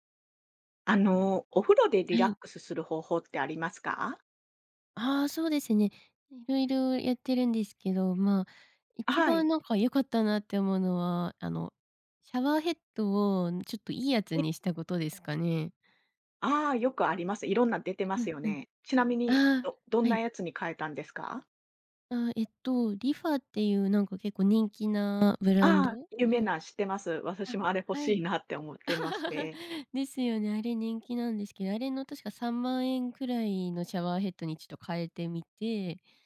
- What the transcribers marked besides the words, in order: tapping; other background noise; laugh
- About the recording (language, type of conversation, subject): Japanese, podcast, お風呂でリラックスする方法は何ですか？